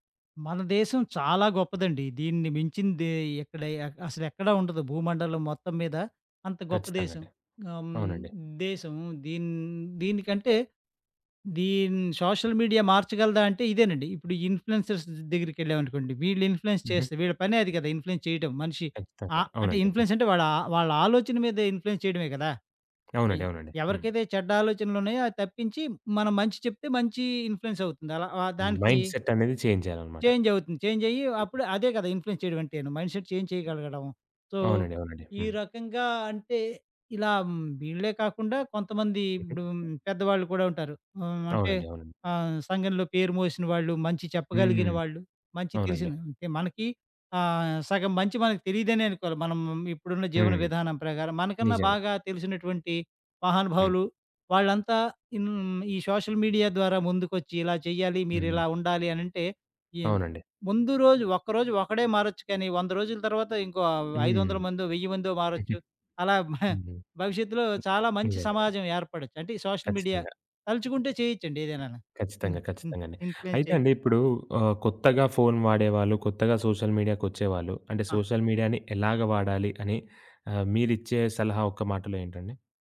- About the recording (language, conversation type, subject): Telugu, podcast, సామాజిక మాధ్యమాలు మీ మనస్తత్వంపై ఎలా ప్రభావం చూపాయి?
- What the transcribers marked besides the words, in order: tapping; in English: "సోషల్ మీడియా"; in English: "ఇన్‌ఫ్లుయెన్సర్స్"; in English: "ఇన్‌ఫ్లుయెన్స్"; in English: "ఇన్‌ఫ్లుయెన్స్"; in English: "ఇన్‌ఫ్లుయెన్స్"; in English: "ఇన్‌ఫ్లుయెన్స్"; in English: "ఇన్‌ఫ్లుయెన్స్"; in English: "మైండ్‌సెట్"; in English: "చేంజ్"; in English: "ఇన్‌ఫ్లుయెన్స్"; other background noise; in English: "మైండ్‌సెట్ చేంజ్"; in English: "సో"; in English: "సోషల్ మీడియా"; giggle; chuckle; unintelligible speech; in English: "సోషల్ మీడియా"; in English: "ఇన్‌ఫ్లుయెన్స్"; in English: "సోషల్"; in English: "సోషల్ మీడియా‌ని"